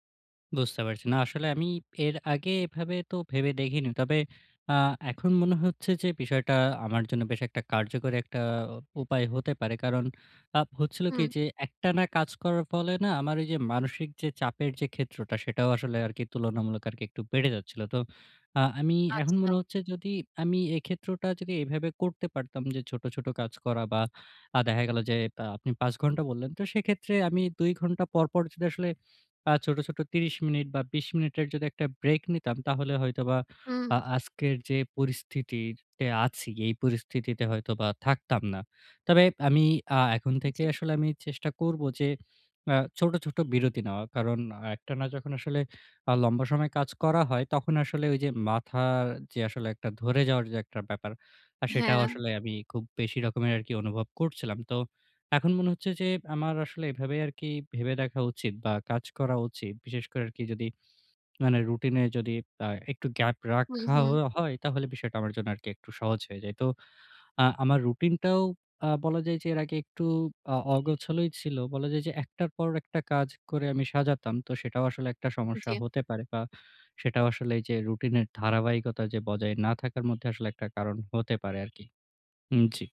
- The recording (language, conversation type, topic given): Bengali, advice, রুটিনের কাজগুলোতে আর মূল্যবোধ খুঁজে না পেলে আমি কী করব?
- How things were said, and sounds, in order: yawn; horn